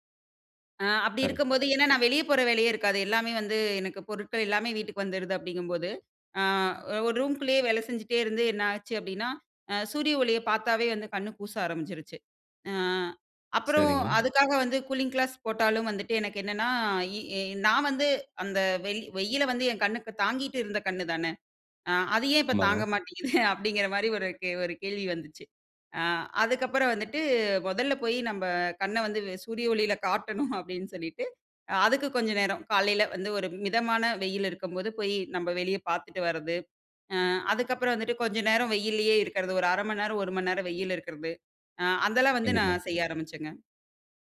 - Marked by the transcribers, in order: chuckle
- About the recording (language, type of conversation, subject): Tamil, podcast, எழுந்ததும் உடனே தொலைபேசியைப் பார்க்கிறீர்களா?